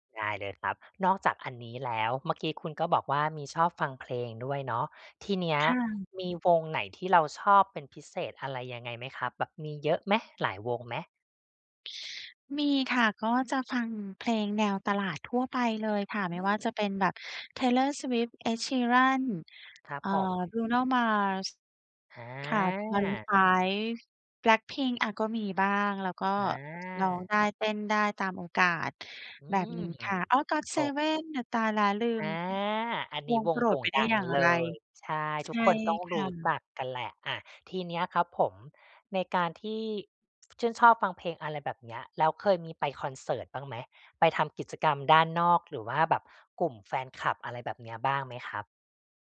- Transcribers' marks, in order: other background noise; drawn out: "อา"; drawn out: "อา"; tapping; alarm
- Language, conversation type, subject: Thai, advice, เวลาว่างแล้วรู้สึกเบื่อ ควรทำอะไรดี?